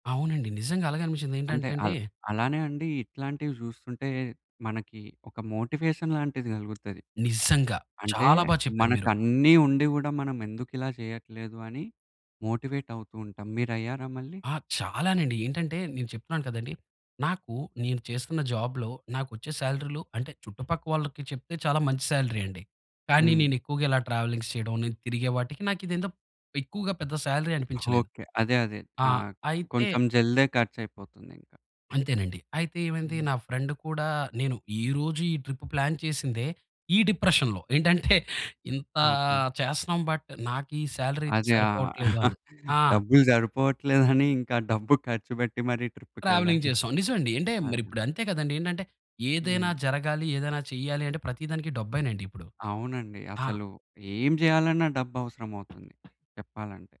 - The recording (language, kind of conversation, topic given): Telugu, podcast, ప్రయాణంలో ఆటో డ్రైవర్ లేదా క్యాబ్ డ్రైవర్‌తో జరిగిన అద్భుతమైన సంభాషణ మీకు ఏదైనా గుర్తుందా?
- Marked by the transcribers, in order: in English: "మోటివేషన్"; tapping; in English: "మోటివేట్"; in English: "జాబ్‌లో"; in English: "సాలరీ"; in English: "ట్రావెలింగ్స్"; in English: "సాలరీ"; in English: "ఫ్రెండ్"; in English: "ట్రిప్ ప్లాన్"; in English: "డిప్రెషన్‌లో"; chuckle; in English: "బట్"; in English: "సాలరీ"; chuckle; in English: "ట్రావెలింగ్"; other background noise